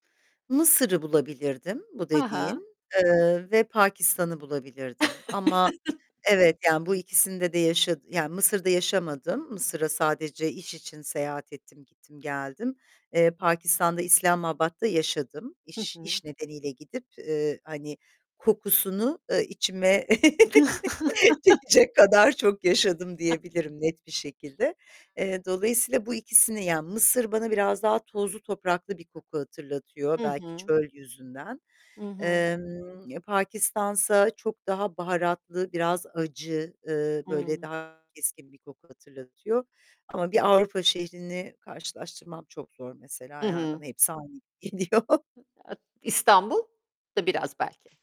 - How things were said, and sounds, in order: chuckle; other background noise; chuckle; laughing while speaking: "çekecek kadar çok yaşadım diyebilirim"; chuckle; distorted speech; laughing while speaking: "geliyor"
- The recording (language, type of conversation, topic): Turkish, podcast, Bir tarifin kokusu sana hangi anıları hatırlatıyor, anlatır mısın?